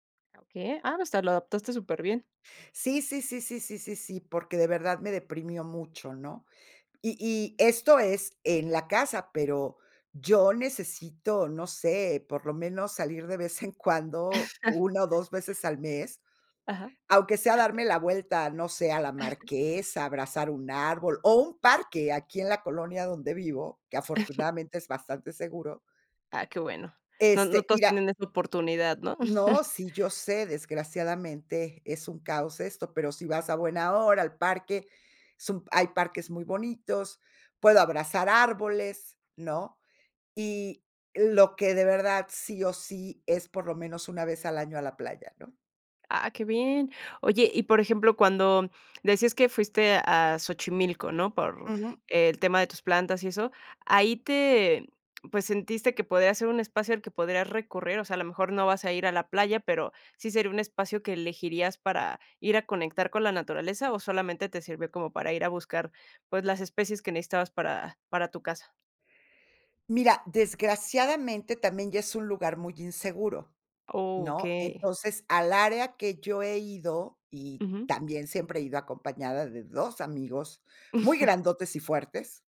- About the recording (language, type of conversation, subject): Spanish, podcast, ¿Qué papel juega la naturaleza en tu salud mental o tu estado de ánimo?
- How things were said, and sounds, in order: chuckle; other noise; chuckle; chuckle; chuckle